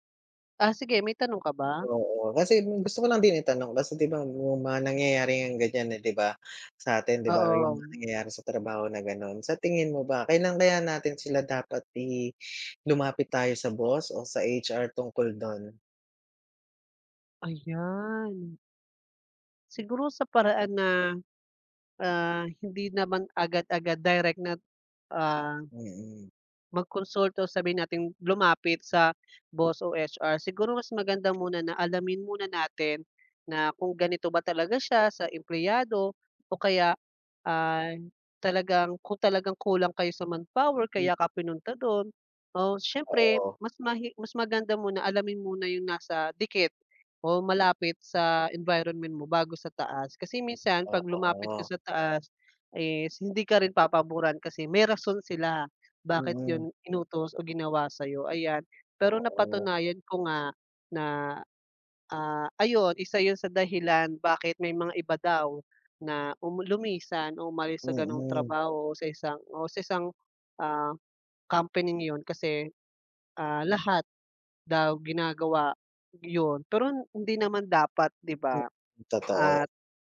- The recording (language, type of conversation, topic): Filipino, unstructured, Ano ang ginagawa mo kapag pakiramdam mo ay sinasamantala ka sa trabaho?
- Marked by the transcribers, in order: fan; other background noise